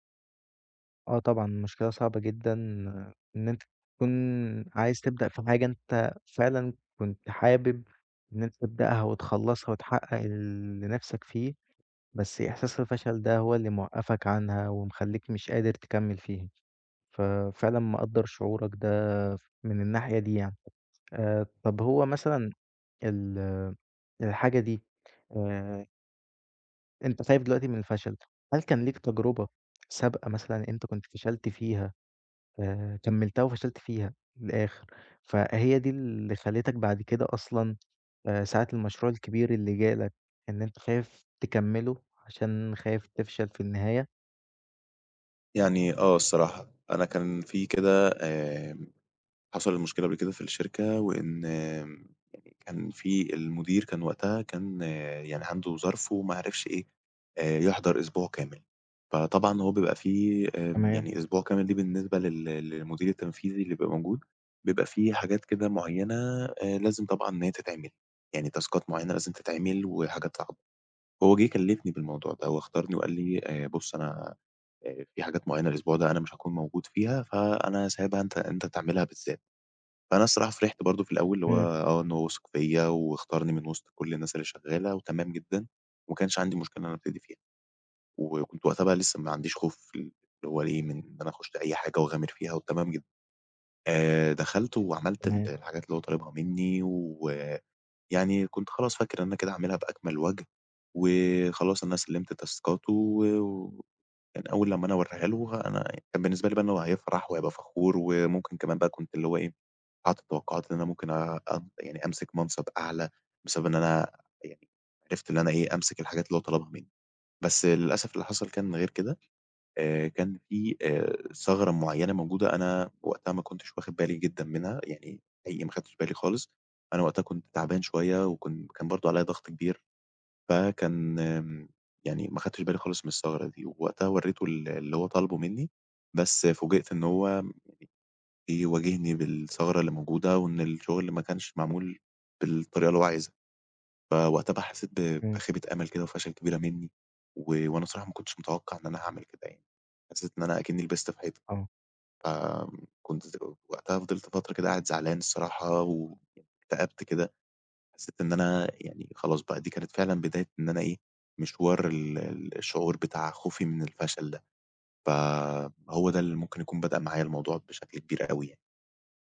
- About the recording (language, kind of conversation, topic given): Arabic, advice, إزاي الخوف من الفشل بيمنعك تبدأ تحقق أهدافك؟
- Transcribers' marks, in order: tapping; in English: "تاسكات"; in English: "تاسكاته"